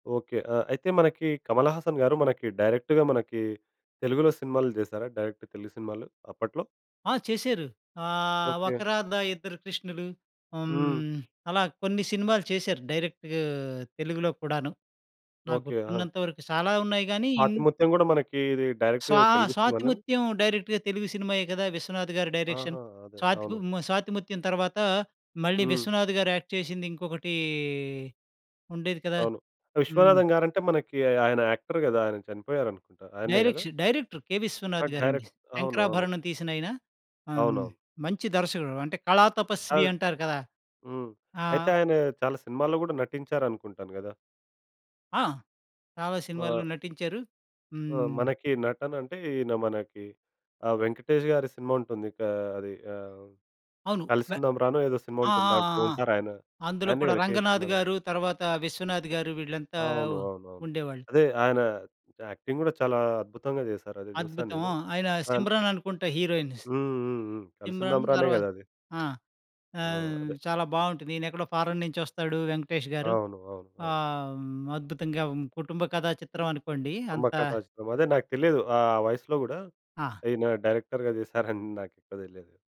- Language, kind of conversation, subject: Telugu, podcast, మీ మొదటి ప్రేమను గుర్తుచేసే పాట ఏది?
- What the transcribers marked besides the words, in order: in English: "డైరెక్ట్‌గా"; in English: "డైరెక్ట్"; in English: "డైరెక్ట్"; in English: "డైరెక్ట్‌గా"; in English: "డైరెక్ట్‌గా"; in English: "డైరెక్షన్"; in English: "యాక్ట్"; in English: "యాక్టర్"; in English: "డైరెక్షన్ డైరెక్టర్"; in English: "డైరెక్ట్"; in English: "యాక్టింగ్"; in English: "హీరోయిన్"; in English: "ఫారెన్"; in English: "డైరెక్టర్‌గా"; laughing while speaking: "చేశారని"